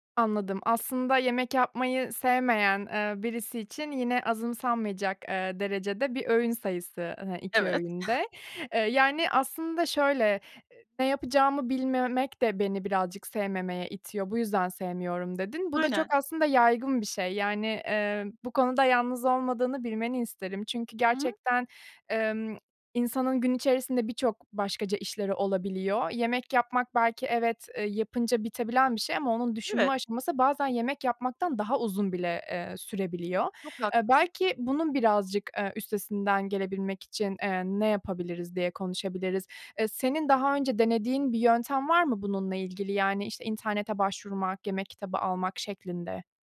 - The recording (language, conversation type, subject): Turkish, advice, Motivasyon eksikliğiyle başa çıkıp sağlıklı beslenmek için yemek hazırlamayı nasıl planlayabilirim?
- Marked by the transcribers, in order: other noise